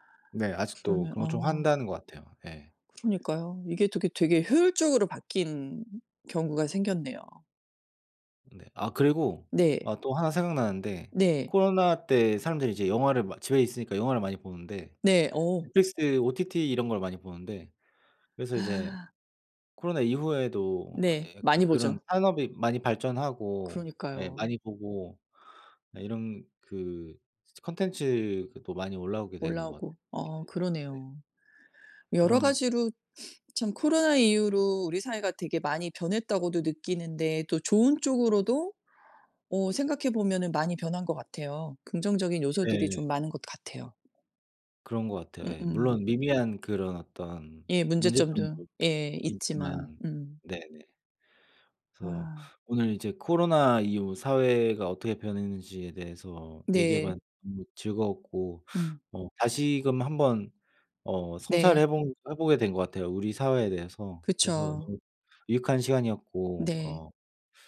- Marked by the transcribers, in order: other background noise; tapping; sniff
- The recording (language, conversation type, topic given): Korean, unstructured, 코로나 이후 우리 사회가 어떻게 달라졌다고 느끼시나요?